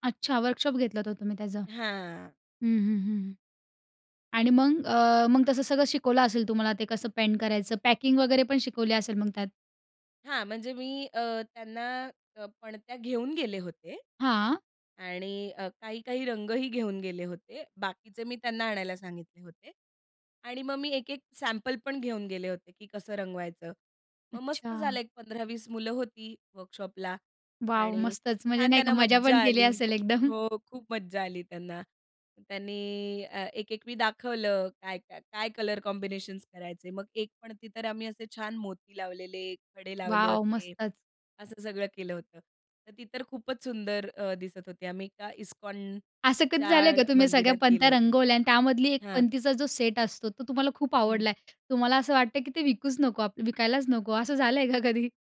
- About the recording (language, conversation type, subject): Marathi, podcast, संकल्पनेपासून काम पूर्ण होईपर्यंत तुमचा प्रवास कसा असतो?
- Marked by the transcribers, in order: laughing while speaking: "एकदम"; in English: "कॉम्बिनेशन्स"; laughing while speaking: "असं झालं आहे का कधी?"